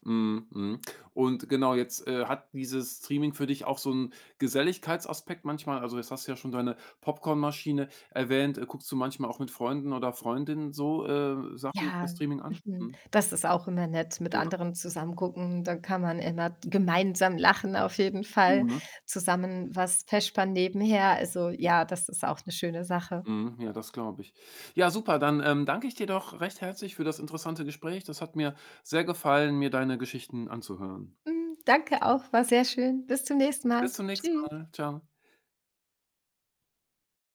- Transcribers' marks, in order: in English: "Streaming"; static; in English: "Streaming"; distorted speech
- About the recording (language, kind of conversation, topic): German, podcast, Wie verändern Streamingdienste unser Seh- und Serienverhalten?